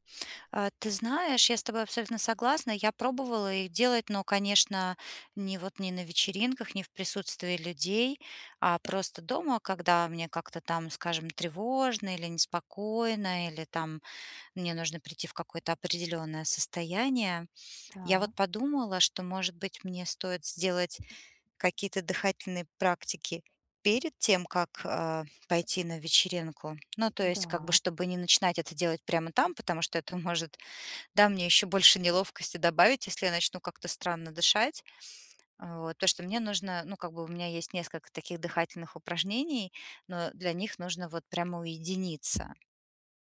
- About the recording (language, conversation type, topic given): Russian, advice, Как перестать чувствовать себя неловко на вечеринках и легче общаться с людьми?
- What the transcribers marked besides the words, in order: other background noise; tapping